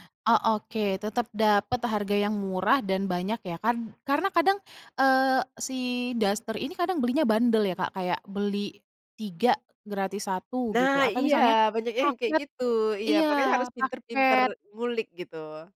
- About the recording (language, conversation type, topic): Indonesian, podcast, Bagaimana cara Anda tetap tampil gaya dengan anggaran terbatas?
- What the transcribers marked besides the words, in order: none